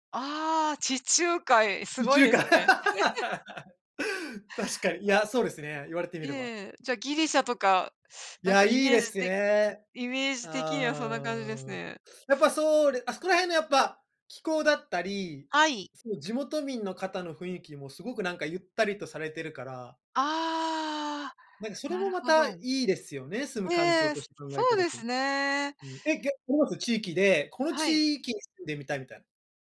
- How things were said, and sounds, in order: laugh
- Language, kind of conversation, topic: Japanese, unstructured, あなたの理想的な住まいの環境はどんな感じですか？